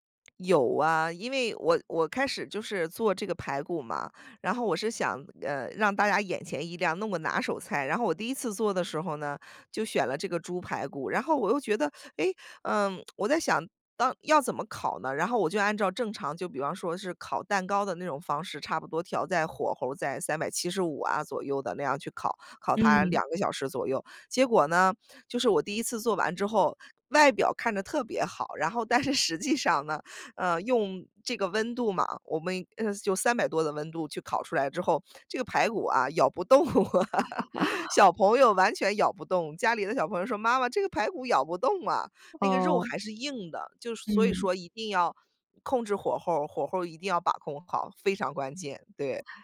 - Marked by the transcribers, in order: lip smack; other background noise; laugh
- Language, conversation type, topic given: Chinese, podcast, 你最拿手的一道家常菜是什么？